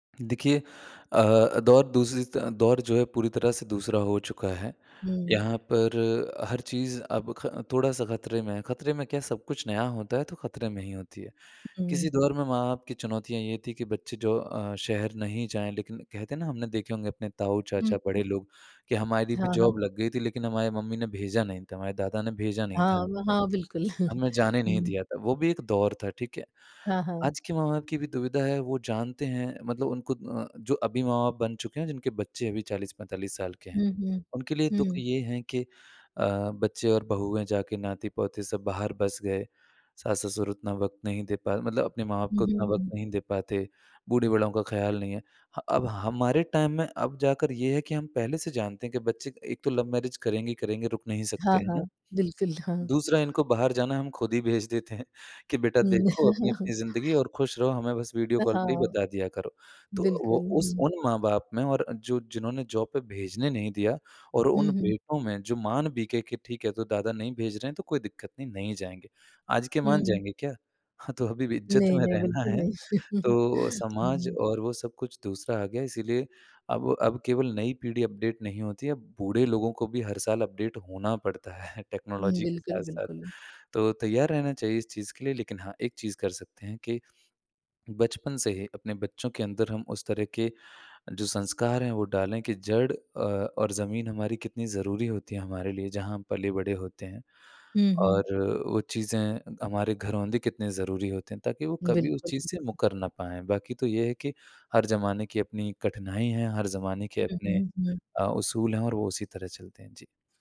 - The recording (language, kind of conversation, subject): Hindi, podcast, आपकी आंतरिक आवाज़ ने आपको कब और कैसे बड़ा फायदा दिलाया?
- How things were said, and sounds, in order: in English: "जॉब"; chuckle; in English: "टाइम"; in English: "लव-मैरेज"; laughing while speaking: "हैं"; laugh; in English: "जॉब"; laughing while speaking: "हाँ, तो अभी भी"; chuckle; tapping; laughing while speaking: "रहना"; in English: "अपडेट"; in English: "अपडेट"; laughing while speaking: "है"; in English: "टेक्नोलॉजी"